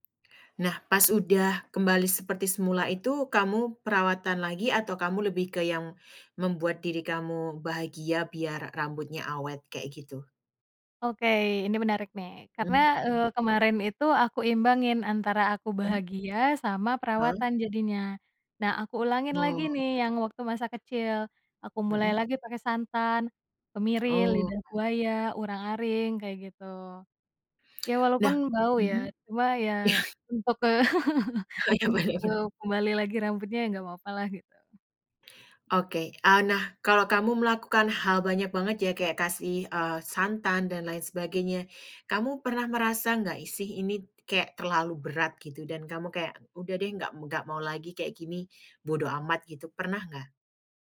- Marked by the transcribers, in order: chuckle; laughing while speaking: "Oh iya bener bener"
- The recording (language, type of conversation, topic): Indonesian, podcast, Bagaimana rambutmu memengaruhi rasa percaya diri?